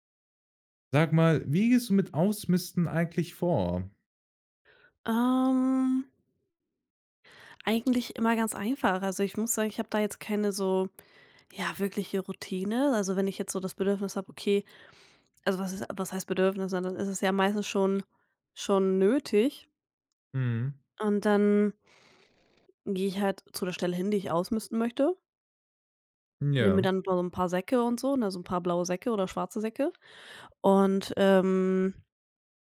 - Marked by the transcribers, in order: none
- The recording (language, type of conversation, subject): German, podcast, Wie gehst du beim Ausmisten eigentlich vor?
- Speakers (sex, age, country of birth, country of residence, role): female, 20-24, Germany, Germany, guest; male, 18-19, Germany, Germany, host